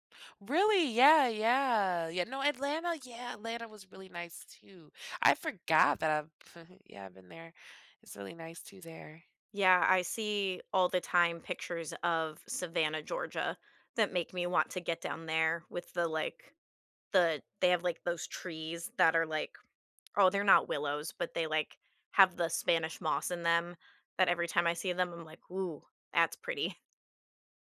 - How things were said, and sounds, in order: tapping; chuckle
- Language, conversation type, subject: English, unstructured, What is your favorite place you have ever traveled to?
- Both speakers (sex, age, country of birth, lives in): female, 30-34, United States, United States; female, 30-34, United States, United States